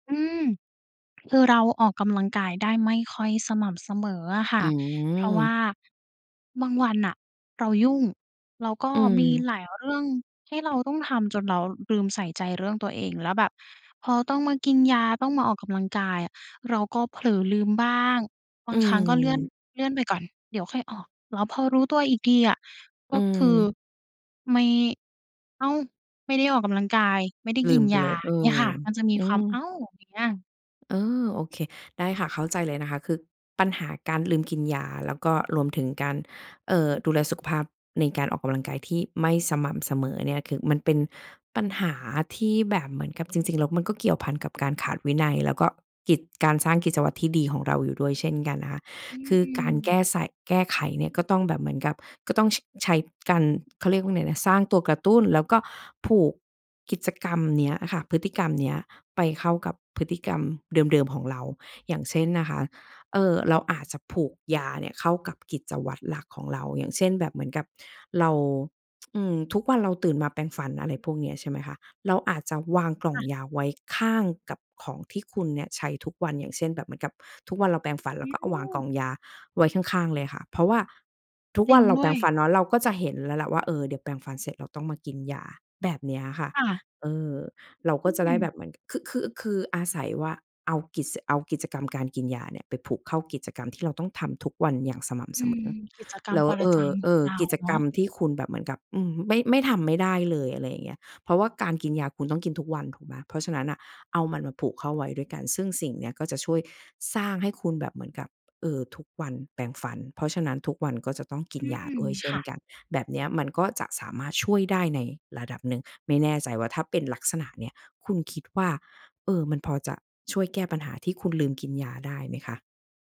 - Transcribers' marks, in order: tsk; other background noise
- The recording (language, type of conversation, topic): Thai, advice, คุณมักลืมกินยา หรือทำตามแผนการดูแลสุขภาพไม่สม่ำเสมอใช่ไหม?